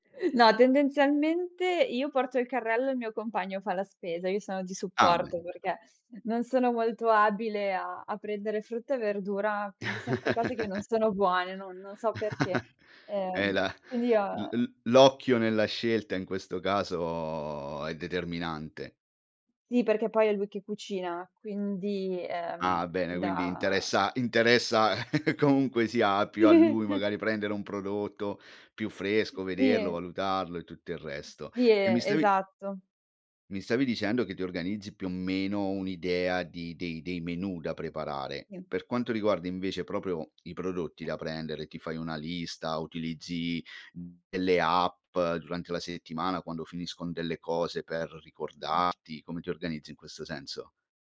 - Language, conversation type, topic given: Italian, podcast, Come organizzi la spesa per ridurre sprechi e imballaggi?
- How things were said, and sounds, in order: chuckle; chuckle; chuckle; chuckle; "proprio" said as "propio"; other background noise; tapping